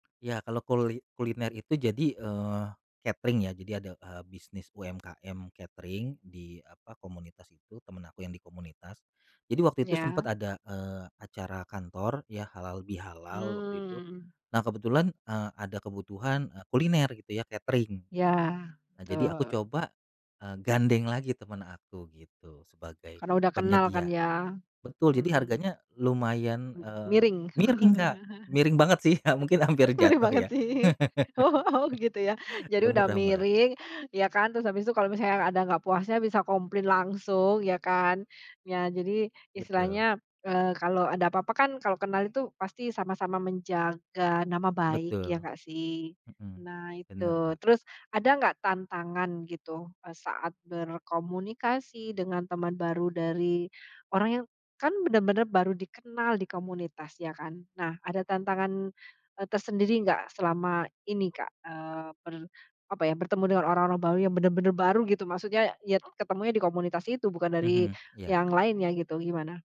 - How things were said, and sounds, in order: tapping; chuckle; laughing while speaking: "bener banget sih. Oh, gitu ya"; laughing while speaking: "sih ya mungkin"; chuckle; dog barking
- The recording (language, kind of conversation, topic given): Indonesian, podcast, Bagaimana hobi ini membantu kamu mengenal orang baru atau membangun jejaring?